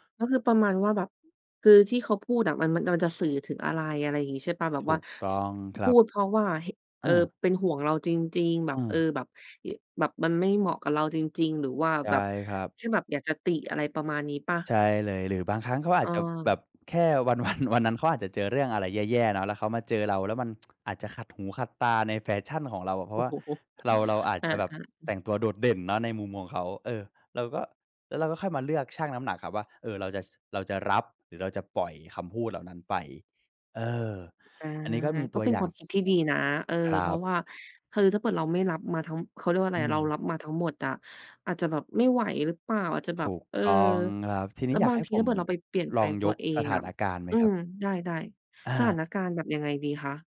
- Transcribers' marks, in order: other noise; laughing while speaking: "วัน"; tsk; laughing while speaking: "โอ้โฮ"
- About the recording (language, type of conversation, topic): Thai, podcast, คุณมีวิธีรับมือกับคำวิจารณ์เรื่องการแต่งตัวยังไง?